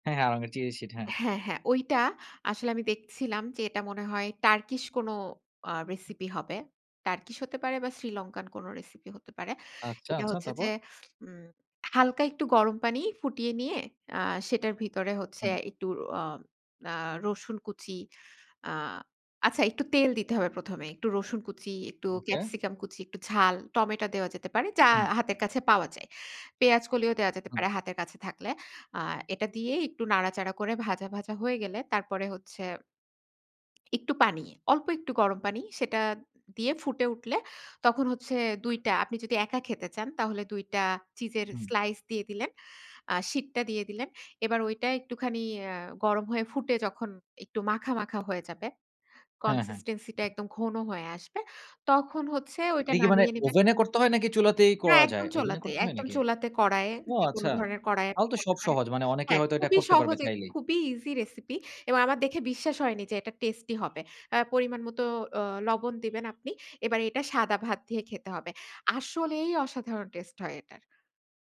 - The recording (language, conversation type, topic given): Bengali, podcast, আপনি সাপ্তাহিক রান্নার পরিকল্পনা কীভাবে করেন?
- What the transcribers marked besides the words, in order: other noise; lip smack; in English: "কনসিস্টেন্সি"; "চুলাতে" said as "চোলাতে"